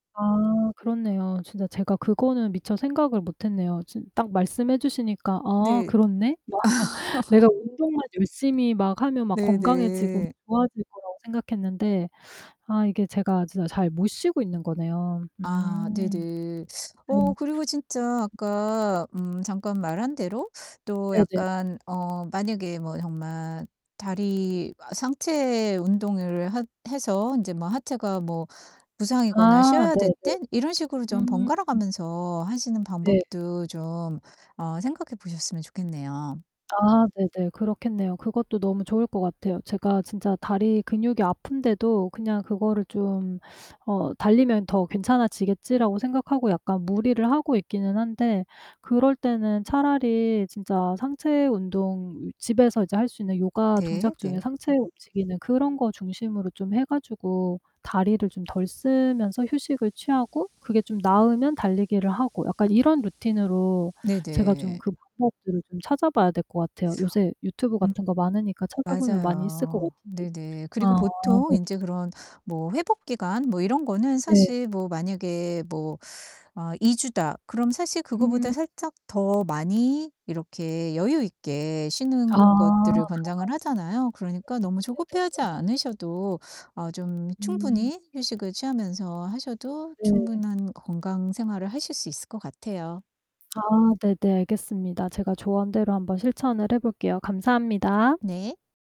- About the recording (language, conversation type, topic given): Korean, advice, 운동 후에 계속되는 근육통을 어떻게 완화하고 회복하면 좋을까요?
- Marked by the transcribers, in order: laugh; distorted speech; laughing while speaking: "막"; other background noise; static; unintelligible speech